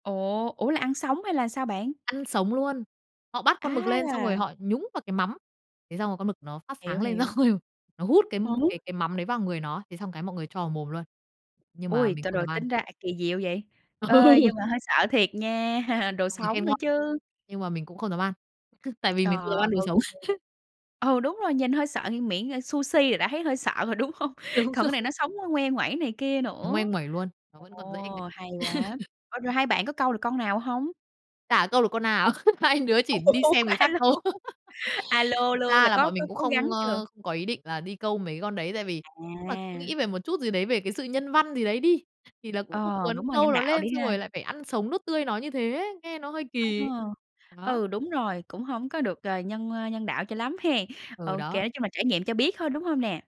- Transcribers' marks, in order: laughing while speaking: "xong rồi"; tapping; laughing while speaking: "Ừ"; other background noise; laugh; background speech; chuckle; laugh; laughing while speaking: "đúng hông?"; laughing while speaking: "Đúng rồi"; laugh; laugh; laughing while speaking: "Ủa, a lô"; laugh
- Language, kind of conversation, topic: Vietnamese, podcast, Bạn có thể kể về một lần thiên nhiên giúp bạn bình tĩnh lại không?